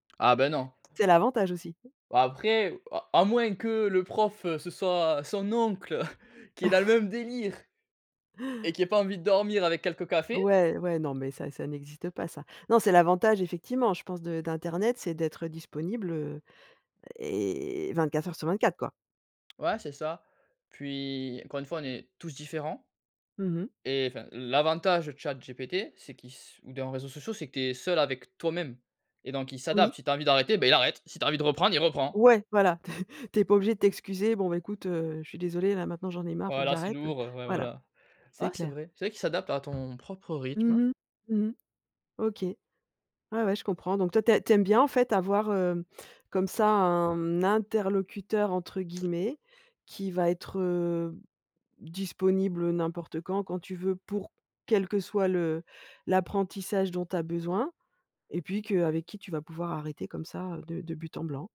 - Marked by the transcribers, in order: laughing while speaking: "heu, qui est dans le … avec quelques cafés"; chuckle; drawn out: "et"; laughing while speaking: "t"; tapping
- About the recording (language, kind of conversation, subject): French, podcast, Comment utilises-tu internet pour apprendre au quotidien ?